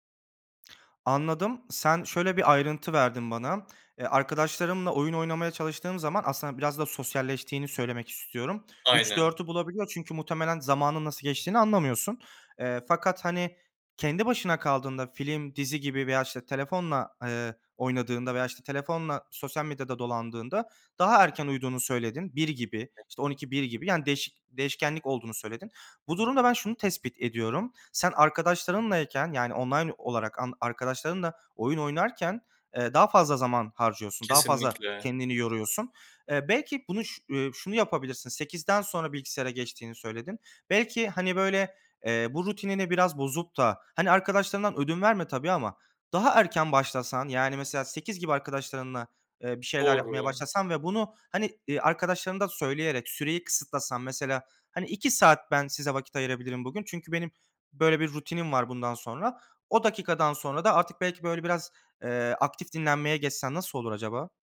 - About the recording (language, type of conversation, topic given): Turkish, advice, Gece ekran kullanımı uykumu nasıl bozuyor ve bunu nasıl düzeltebilirim?
- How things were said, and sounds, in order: tapping; unintelligible speech